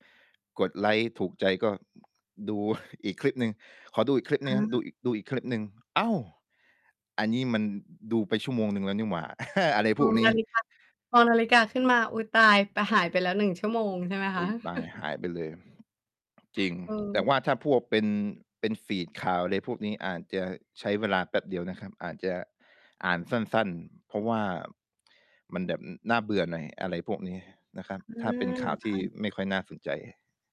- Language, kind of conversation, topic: Thai, podcast, คุณจัดการเวลาใช้หน้าจอมือถืออย่างไรไม่ให้ติดมากเกินไป?
- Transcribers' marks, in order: laughing while speaking: "อีก"; chuckle; distorted speech; chuckle; mechanical hum